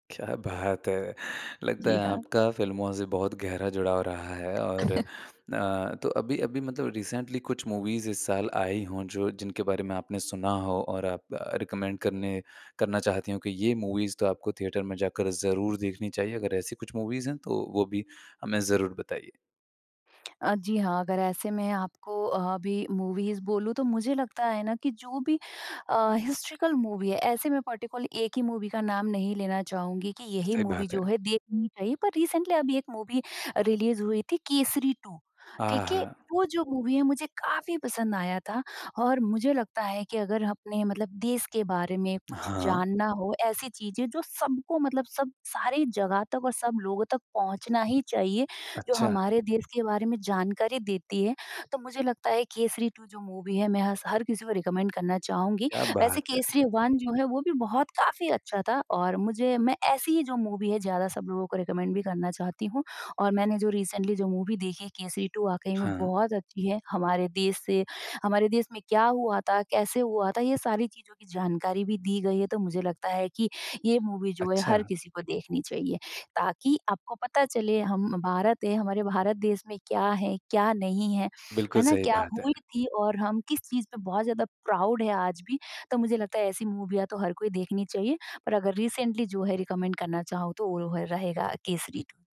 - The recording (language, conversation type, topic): Hindi, podcast, आप थिएटर में फिल्म देखना पसंद करेंगे या घर पर?
- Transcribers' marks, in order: in English: "फ़िल्मों"; tongue click; chuckle; in English: "रिसेंटली"; in English: "मूवीज़"; in English: "रिकमेंड"; in English: "मूवीज़"; in English: "थिएटर"; in English: "मूवीज़"; tapping; in English: "मूवीज़"; in English: "हिस्टोरिकल मूवी"; in English: "पर्टिकुलर"; in English: "मूवी"; in English: "मूवी"; other background noise; in English: "रीसेंटली"; in English: "मूवी रिलीज़"; in English: "टू"; in English: "मूवी"; in English: "टू"; in English: "मूवी"; in English: "रिकमेंड"; in English: "वन"; in English: "मूवी"; in English: "रिकमेंड"; in English: "रीसेंटली"; in English: "मूवी"; in English: "टू"; in English: "मूवी"; in English: "प्राउड"; in English: "रीसेंटली"; in English: "रिकमेंड"; in English: "टू"